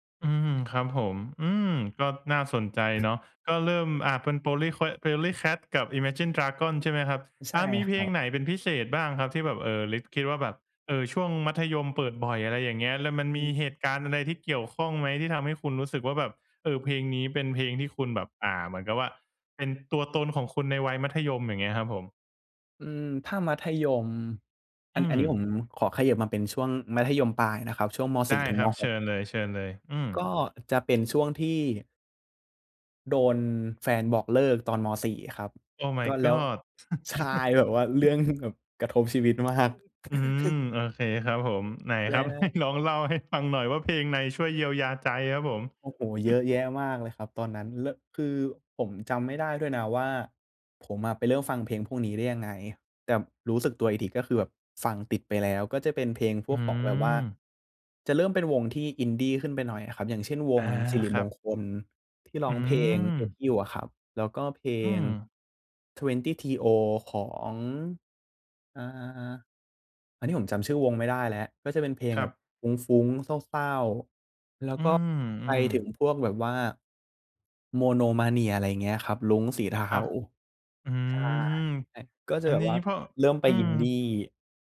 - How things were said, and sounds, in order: other background noise; in English: "Oh my god"; tapping; chuckle; chuckle
- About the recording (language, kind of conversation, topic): Thai, podcast, มีเพลงไหนที่ฟังแล้วกลายเป็นเพลงประจำช่วงหนึ่งของชีวิตคุณไหม?